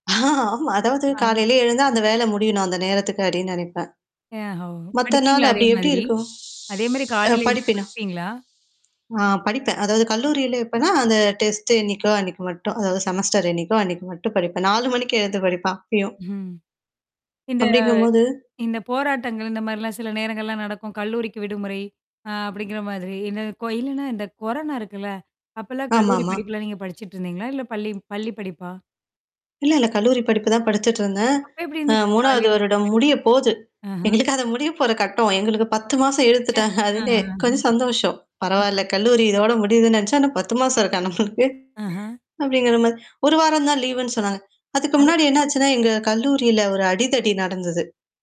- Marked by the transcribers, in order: mechanical hum; chuckle; static; whistle; distorted speech; in English: "டெஸ்ட்"; drawn out: "இந்த"; other background noise; other noise; tapping; laughing while speaking: "எங்களுக்கு அத முடிய போற கட்டம். எங்களுக்கு பத்து மாசம் இழுத்துட்டாங்க அதுக்கே"; disgusted: "ச்சே"; laughing while speaking: "ஆனா பத்து மாசம் இருக்கா நம்மளுக்கு"
- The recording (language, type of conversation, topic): Tamil, podcast, காலை எழுந்ததும் உங்கள் வீட்டில் என்னென்ன நடக்கிறது?